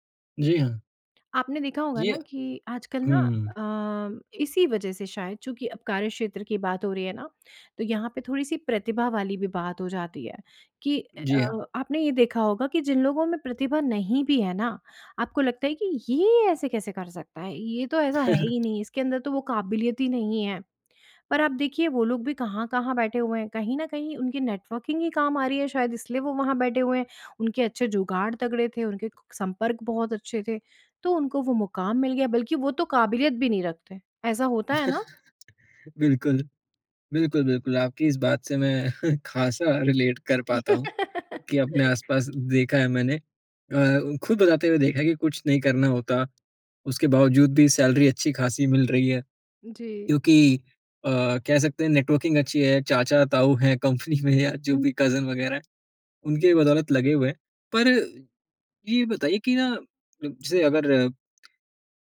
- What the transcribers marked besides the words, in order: chuckle; in English: "नेटवर्किंग"; chuckle; chuckle; in English: "रिलेट"; laugh; in English: "सैलरी"; in English: "नेटवर्किंग"; laughing while speaking: "कंपनी"; in English: "कज़न"
- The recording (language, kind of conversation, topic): Hindi, podcast, करियर बदलने के लिए नेटवर्किंग कितनी महत्वपूर्ण होती है और इसके व्यावहारिक सुझाव क्या हैं?